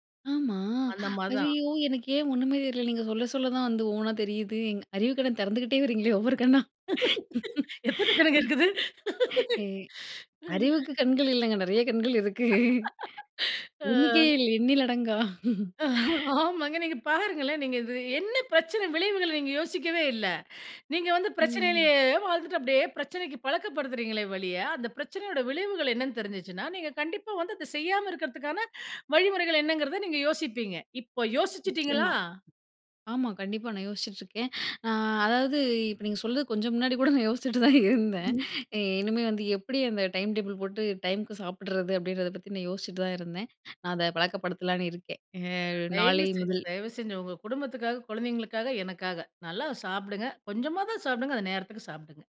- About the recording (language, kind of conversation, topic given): Tamil, podcast, ஒரு பழக்கத்தை மாற்றிய அனுபவம் என்ன?
- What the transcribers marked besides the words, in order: laugh; laughing while speaking: "எத்தனை கணக்கு இருக்குது. அ"; laughing while speaking: "வரீங்களே ஒவ்வொரு கண்ணா. ஏ, அறிவுக்கு … எண்ணிக்கையே இல்ல எண்ணிலடங்கா"; laugh; laughing while speaking: "ஆமாங்க. நீங்க பாருங்களேன்"; laughing while speaking: "கொஞ்சம் முன்னாடி கூட நான் யோசிச்சிட்டு தான் இருந்தேன்"; other background noise; in English: "டைம் டேபிள்"